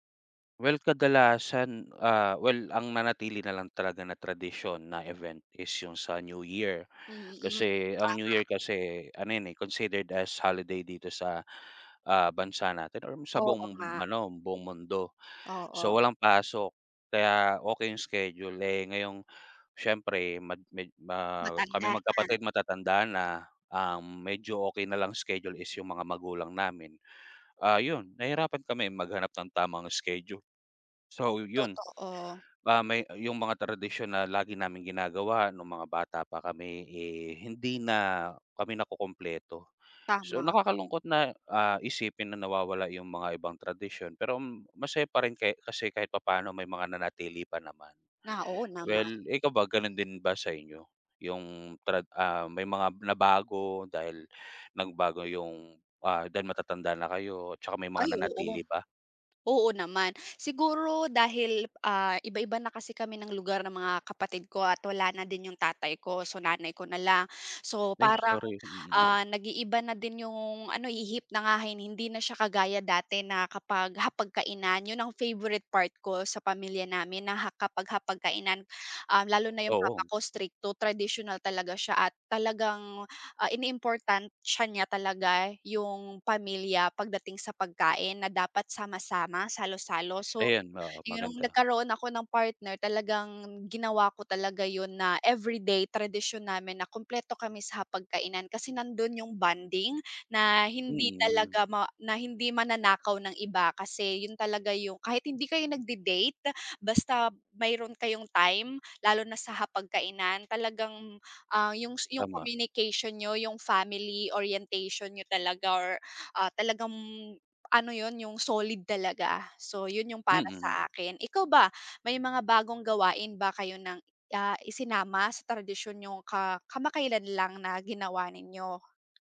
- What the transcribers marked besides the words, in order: in English: "strict to traditional"; other background noise; in English: "family orientation"
- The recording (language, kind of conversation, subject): Filipino, unstructured, Ano ang paborito mong tradisyon kasama ang pamilya?